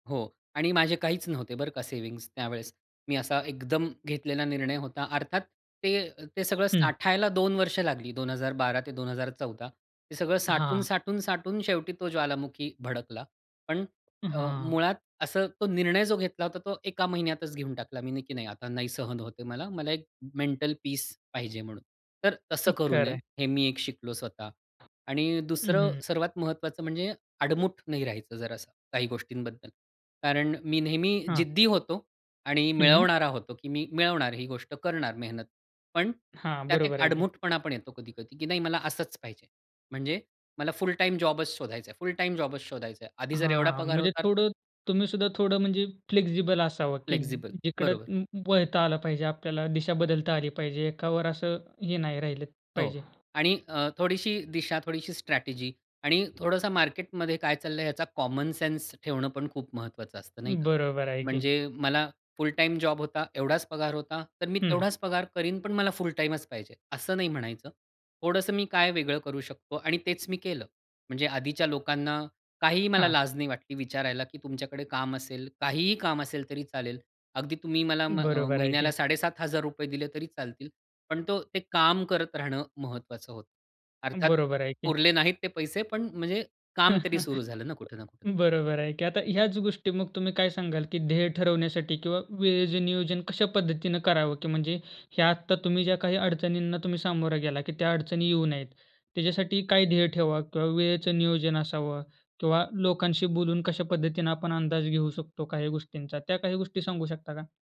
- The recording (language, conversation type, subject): Marathi, podcast, एखाद्या अपयशातून तुला काय शिकायला मिळालं?
- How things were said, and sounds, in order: other background noise; in English: "मेंटल पीस"; in English: "फ्लेक्सिबल"; in English: "फ्लेक्सिबल"; in English: "कॉमन सेन्स"; chuckle; tapping